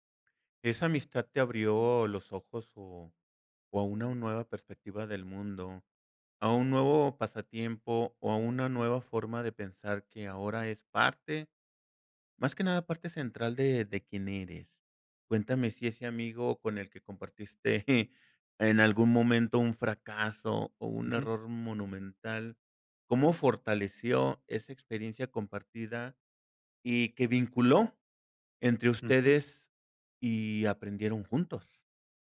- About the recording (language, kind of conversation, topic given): Spanish, podcast, Cuéntame sobre una amistad que cambió tu vida
- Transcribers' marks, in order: chuckle